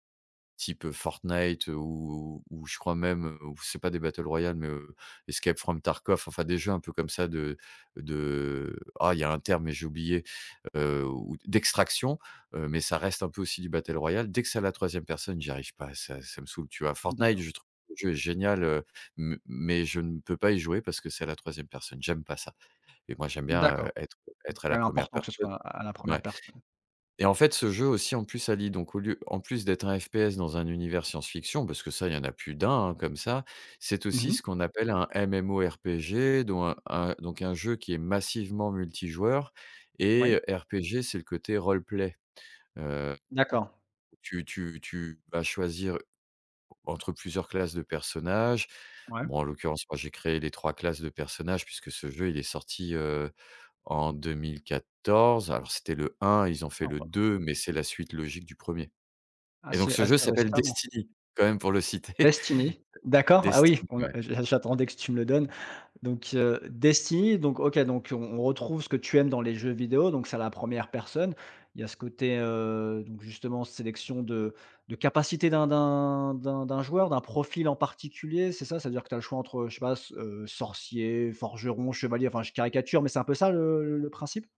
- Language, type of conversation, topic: French, podcast, Quel jeu vidéo t’a offert un vrai refuge, et comment ?
- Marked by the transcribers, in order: stressed: "d'extraction"; stressed: "Dès"; stressed: "massivement"; laughing while speaking: "citer"; chuckle